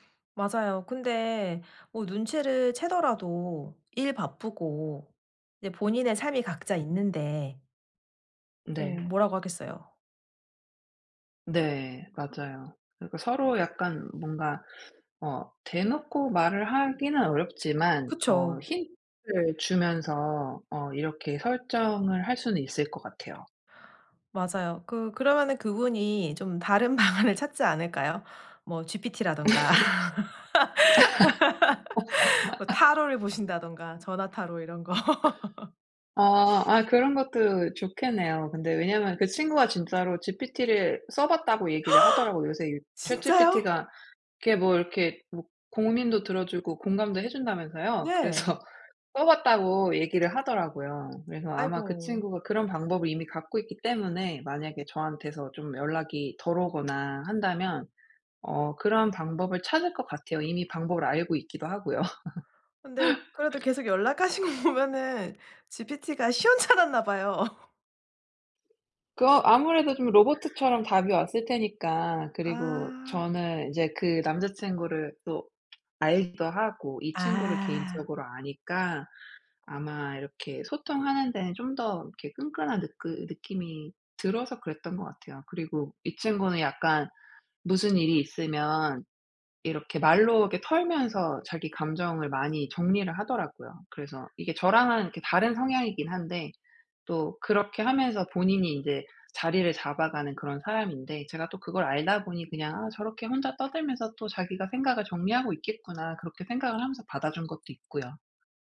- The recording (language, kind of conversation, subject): Korean, advice, 친구들과 건강한 경계를 정하고 이를 어떻게 의사소통할 수 있을까요?
- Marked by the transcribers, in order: tapping; laughing while speaking: "방안을"; laugh; laugh; laugh; gasp; laughing while speaking: "그래서"; other background noise; laugh; laughing while speaking: "연락하신 거"; laughing while speaking: "시원찮았나"; laugh